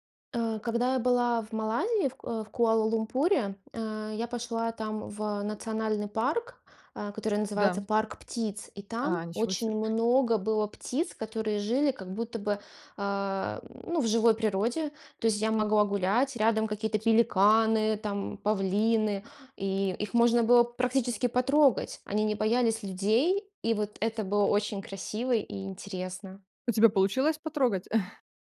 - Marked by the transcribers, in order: other background noise; grunt; chuckle
- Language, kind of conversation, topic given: Russian, podcast, Какое природное место вдохновляет тебя больше всего и почему?